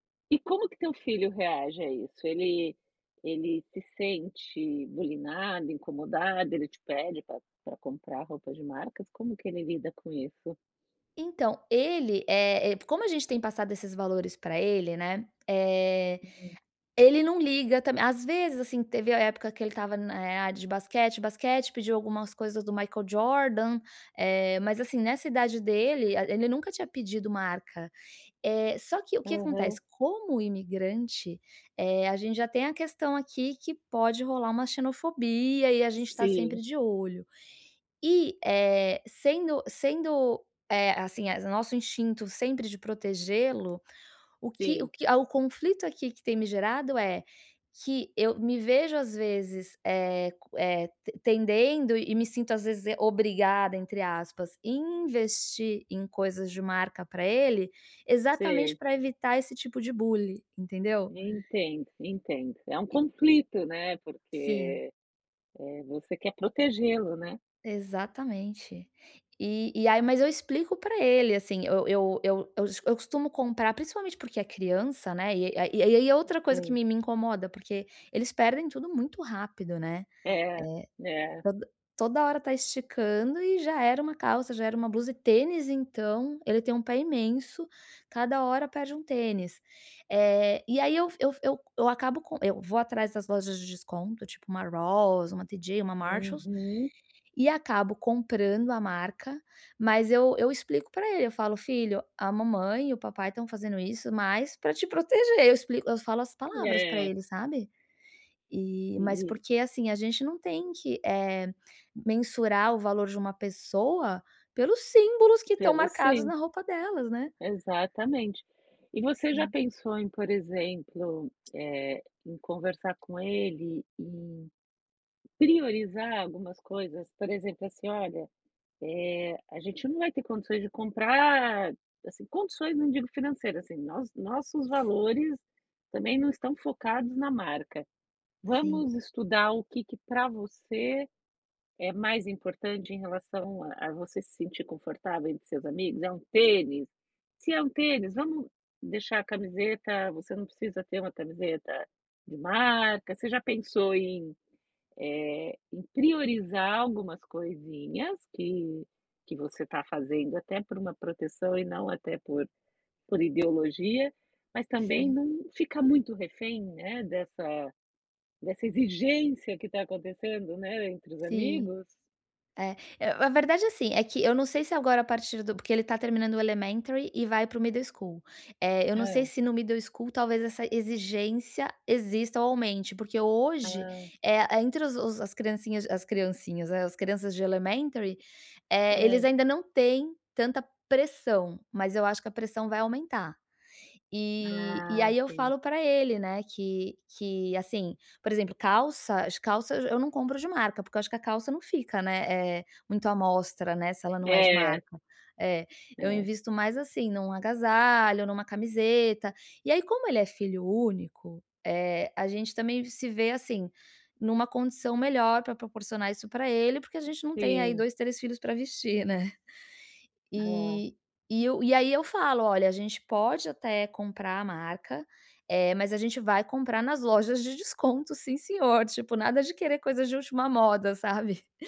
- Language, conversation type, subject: Portuguese, advice, Como posso reconciliar o que compro com os meus valores?
- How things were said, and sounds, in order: tapping; other background noise; in English: "elementary"; in English: "middle school"; in English: "middle school"; in English: "elementary"